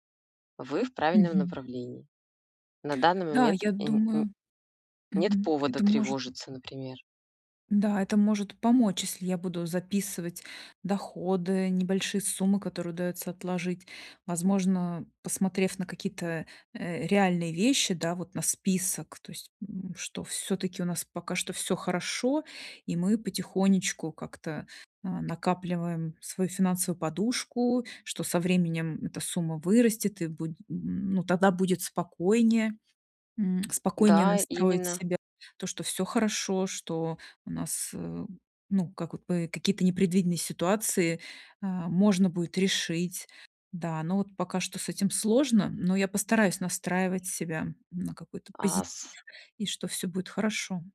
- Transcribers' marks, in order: none
- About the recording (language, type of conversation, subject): Russian, advice, Как мне справиться с тревогой из-за финансовой неопределённости?